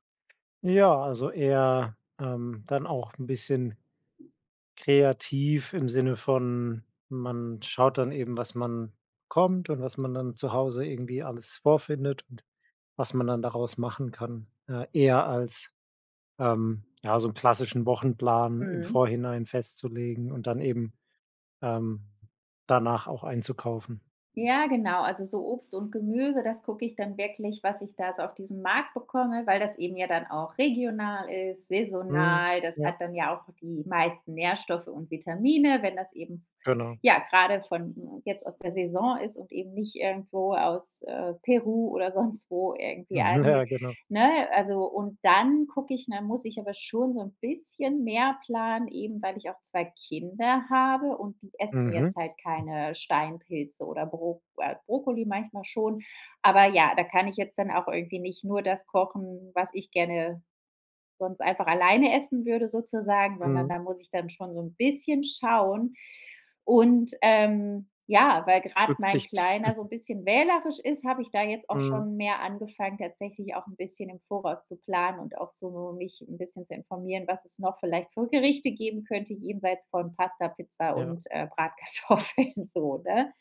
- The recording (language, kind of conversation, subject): German, podcast, Wie planst du deine Ernährung im Alltag?
- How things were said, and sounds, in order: other background noise; chuckle; chuckle; laughing while speaking: "Bratkartoffeln"